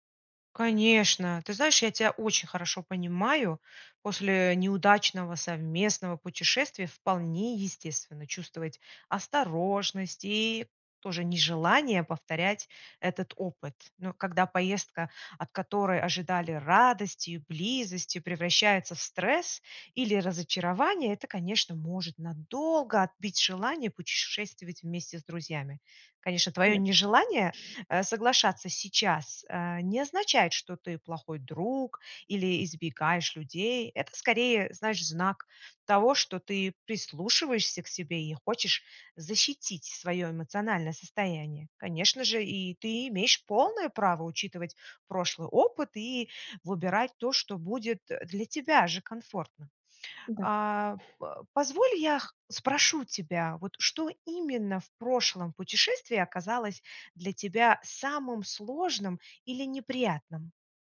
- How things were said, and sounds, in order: other background noise; tapping
- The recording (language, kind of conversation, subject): Russian, advice, Как справляться с неожиданными проблемами во время поездки, чтобы отдых не был испорчен?